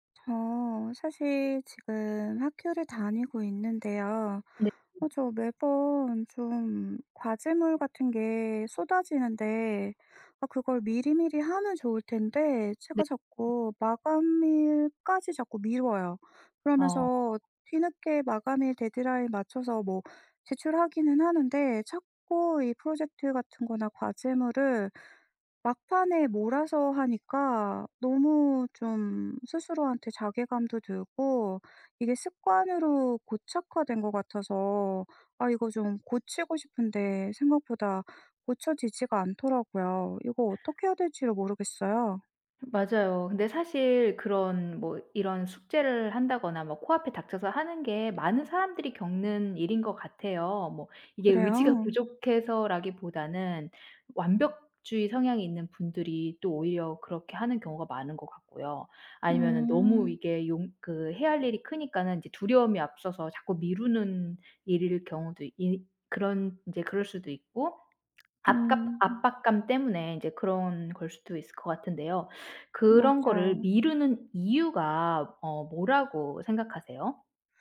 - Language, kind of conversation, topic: Korean, advice, 중요한 프로젝트를 미루다 보니 마감이 코앞인데, 지금 어떻게 진행하면 좋을까요?
- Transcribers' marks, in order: other background noise